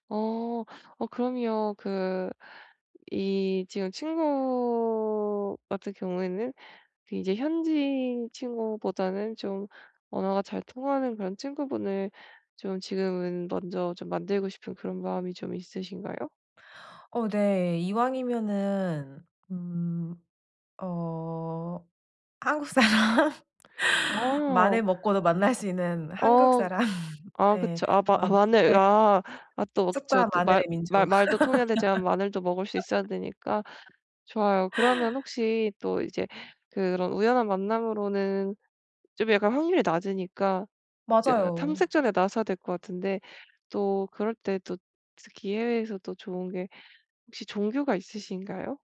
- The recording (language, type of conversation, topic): Korean, advice, 새로운 환경에서 외롭지 않게 친구를 사귀려면 어떻게 해야 할까요?
- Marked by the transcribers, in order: laughing while speaking: "한국사람"; laughing while speaking: "만날 수"; laugh; laugh; other background noise